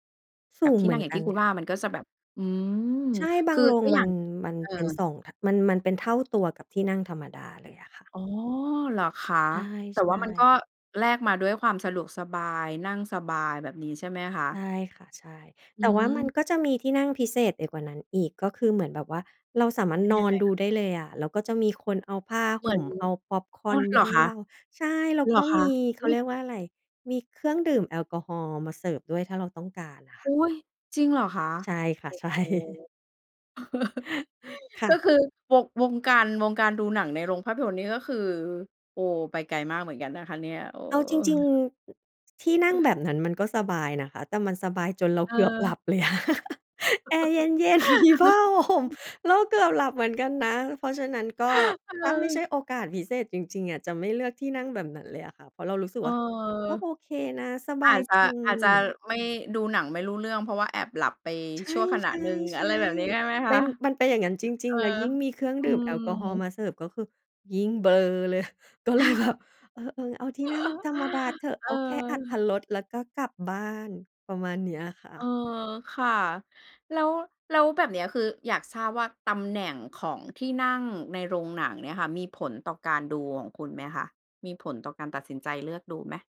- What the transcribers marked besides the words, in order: other background noise; laughing while speaking: "ใช่"; chuckle; other noise; laughing while speaking: "เกือบหลับเลยอะ"; chuckle; laughing while speaking: "เย็น ๆ"; laugh; laughing while speaking: "ห่ม"; chuckle; "ใช่" said as "ไง่"; laughing while speaking: "เลย ก็เลยแบบ"; chuckle
- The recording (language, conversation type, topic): Thai, podcast, คุณคิดอย่างไรกับการดูหนังในโรงหนังเทียบกับการดูที่บ้าน?